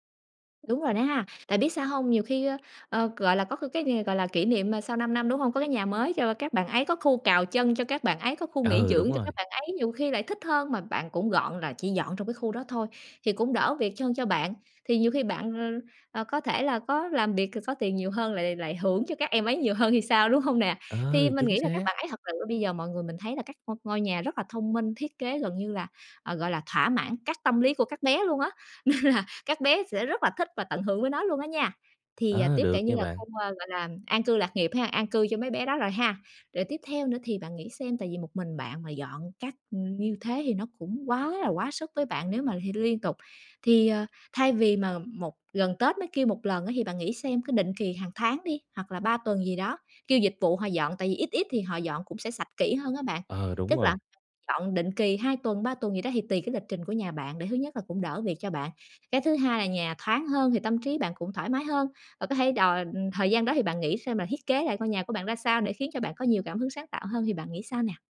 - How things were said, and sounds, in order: other background noise; tapping; laughing while speaking: "nên là"; unintelligible speech
- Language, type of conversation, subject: Vietnamese, advice, Làm sao để giữ nhà luôn gọn gàng lâu dài?